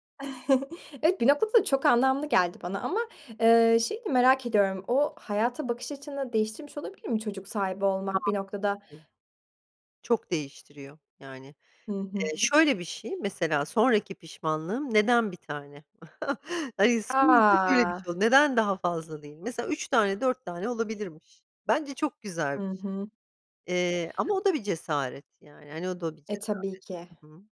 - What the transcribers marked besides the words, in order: chuckle; other noise; unintelligible speech; chuckle
- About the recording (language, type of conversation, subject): Turkish, podcast, Çocuk sahibi olmaya karar verirken hangi konuları konuşmak gerekir?